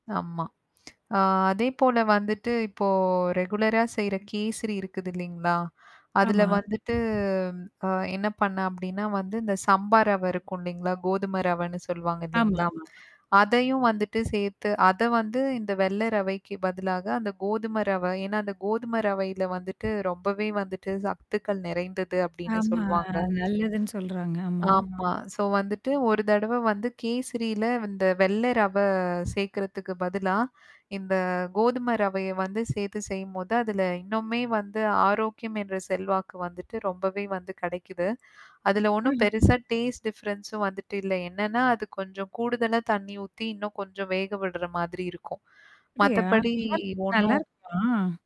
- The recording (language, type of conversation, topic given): Tamil, podcast, ஒரு சாதாரண உணவின் சுவையை எப்படிச் சிறப்பாக உயர்த்தலாம்?
- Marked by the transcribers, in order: lip smack; in English: "ரெகுலரா"; mechanical hum; distorted speech; drawn out: "வந்துட்டு"; other background noise; static; tapping; "சத்துக்கள்" said as "சக்துக்கள்"; other noise; in English: "ஸோ"; "கேசரில" said as "கேசிரில"; in English: "டேஸ்ட் டிஃபரன்ஸும்"